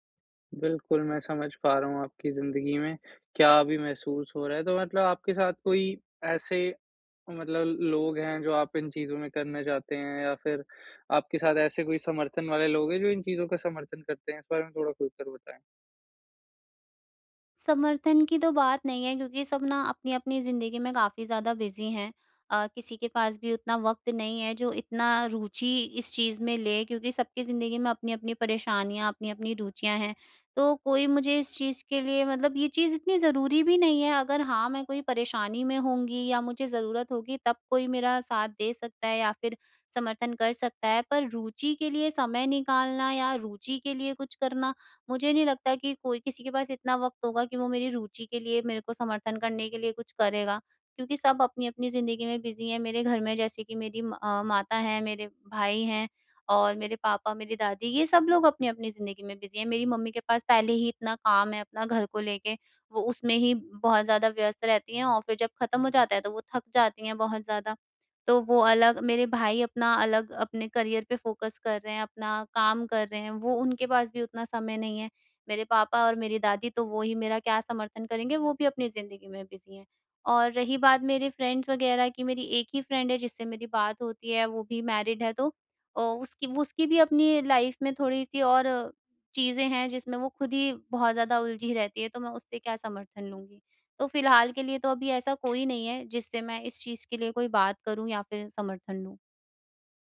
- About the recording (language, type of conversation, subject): Hindi, advice, रोज़मर्रा की दिनचर्या में बदलाव करके नए विचार कैसे उत्पन्न कर सकता/सकती हूँ?
- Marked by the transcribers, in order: in English: "बिज़ी"; in English: "बिज़ी"; in English: "बिज़ी"; in English: "करियर"; in English: "फ़ोकस"; in English: "बिज़ी"; in English: "फ्रेंड्स"; in English: "फ्रेंड"; in English: "मैरिड"; in English: "लाइफ़"; other background noise